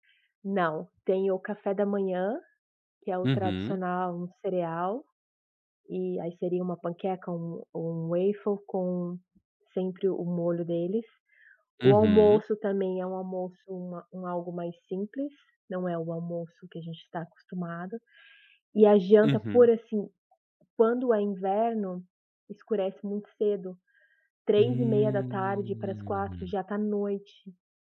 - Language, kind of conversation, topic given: Portuguese, podcast, Tem alguma comida de viagem que te marcou pra sempre?
- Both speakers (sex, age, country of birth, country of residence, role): female, 35-39, Brazil, United States, guest; male, 18-19, United States, United States, host
- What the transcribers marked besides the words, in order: in English: "waffle"; drawn out: "Hum"